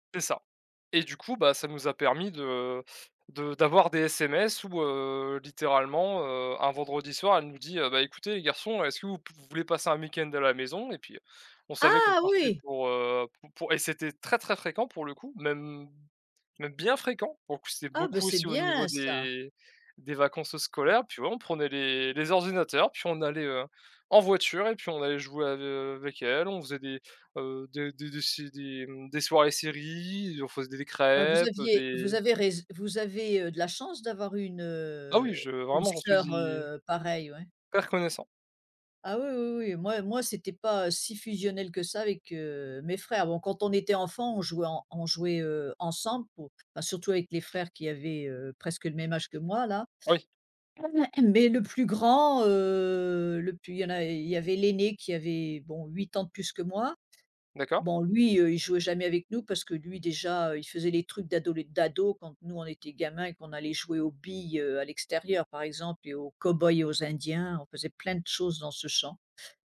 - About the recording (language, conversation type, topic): French, unstructured, Quels souvenirs d’enfance te rendent encore nostalgique aujourd’hui ?
- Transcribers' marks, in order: tapping; throat clearing; drawn out: "heu"